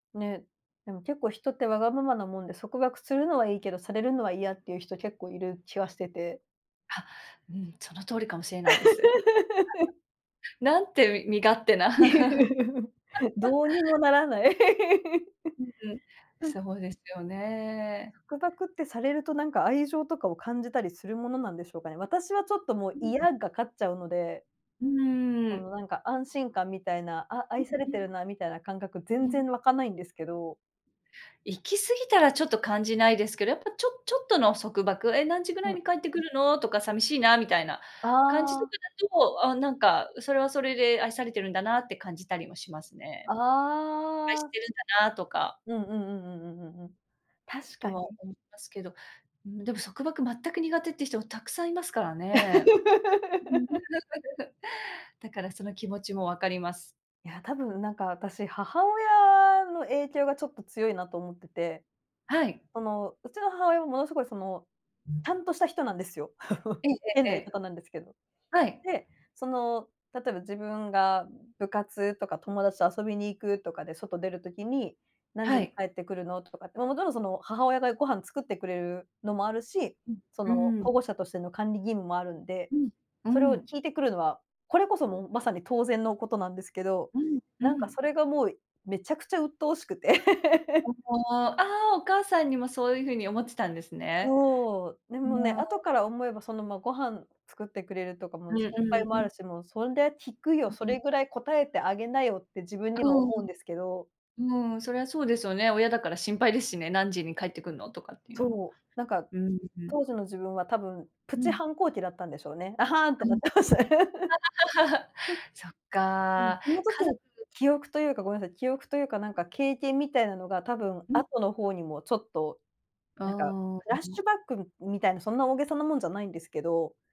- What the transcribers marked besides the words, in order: laugh; giggle; laugh; giggle; laugh; laugh; giggle; chuckle; other background noise; laugh; laughing while speaking: "なってましたね"; laugh
- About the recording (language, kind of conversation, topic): Japanese, unstructured, 恋人に束縛されるのは嫌ですか？